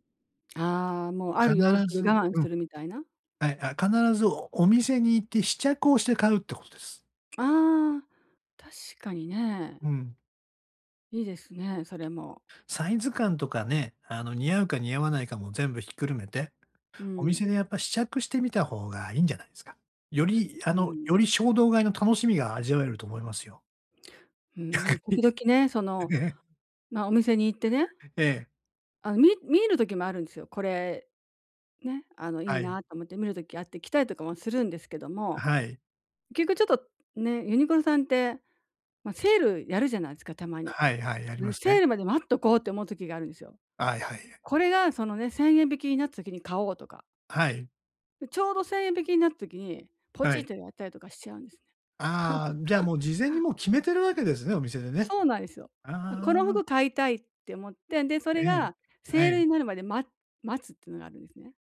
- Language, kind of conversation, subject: Japanese, advice, 衝動買いを抑える習慣づくり
- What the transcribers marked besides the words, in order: tapping; laughing while speaking: "逆に、ね"; laugh